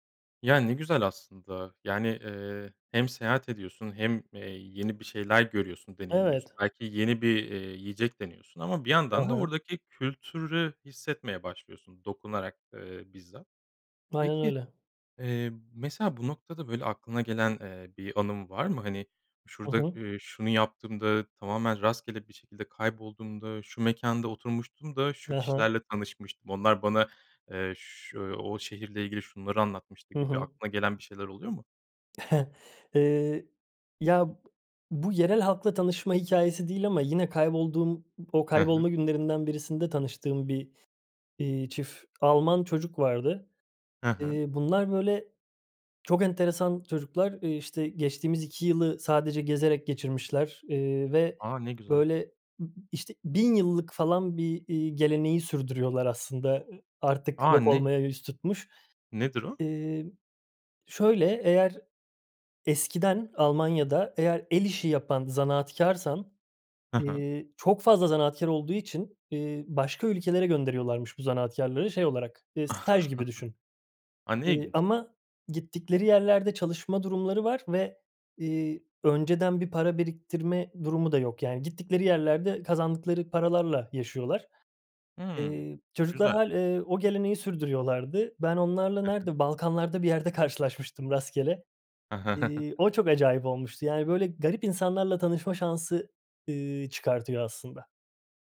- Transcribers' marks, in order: chuckle; tapping; surprised: "A! Ne?"; chuckle; chuckle
- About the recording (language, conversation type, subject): Turkish, podcast, En iyi seyahat tavsiyen nedir?